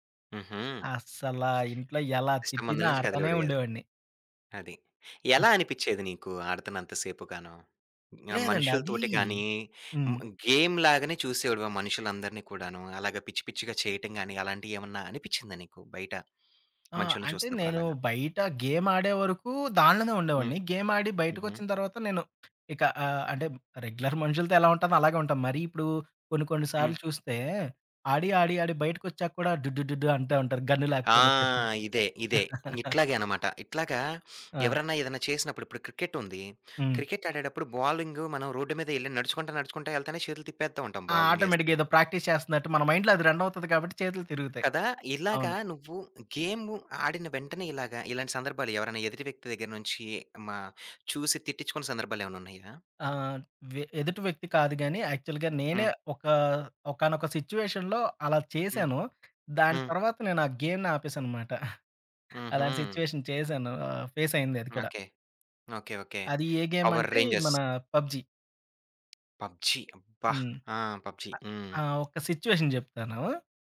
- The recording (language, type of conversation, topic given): Telugu, podcast, కల్పిత ప్రపంచాల్లో ఉండటం మీకు ఆకర్షణగా ఉందా?
- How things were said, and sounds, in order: in English: "సిస్టమ్"; in English: "గేమ్"; tapping; in English: "రెగ్యులర్"; laugh; in English: "రోడ్"; in English: "బాలింగ్"; in English: "ఆటోమేటిక్‌గా"; in English: "ప్రాక్టీస్"; in English: "మైండ్‌లో"; other background noise; in English: "యాక్చువల్‌గా"; in English: "సిట్యుయేషన్‌లో"; in English: "గేమ్‌ని"; giggle; in English: "సిట్యుయేషన్"; in English: "పవర్ రేంజర్స్"; in English: "పబ్‌జీ"; in English: "పబ్‌జీ"; in English: "పబ్‌జీ"; in English: "సిట్యుయేషన్"